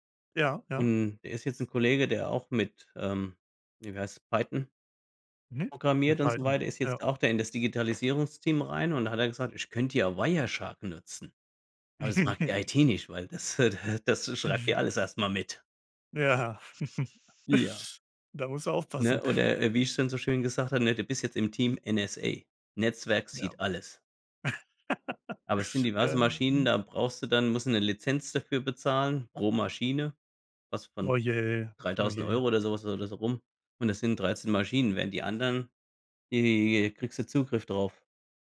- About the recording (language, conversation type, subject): German, unstructured, Wie wichtig ist dir Datenschutz im Internet?
- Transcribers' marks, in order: tapping; laugh; laughing while speaking: "äh, da das"; laughing while speaking: "Ja"; laugh; laugh; drawn out: "die"